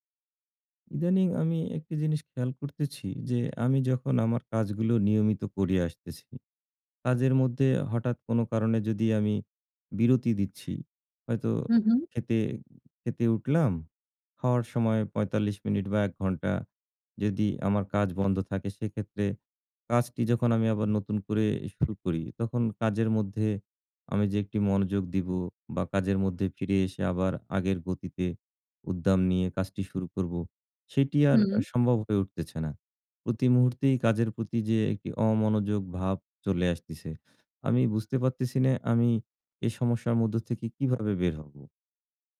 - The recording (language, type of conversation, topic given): Bengali, advice, বিরতি থেকে কাজে ফেরার পর আবার মনোযোগ ধরে রাখতে পারছি না—আমি কী করতে পারি?
- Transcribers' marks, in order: tapping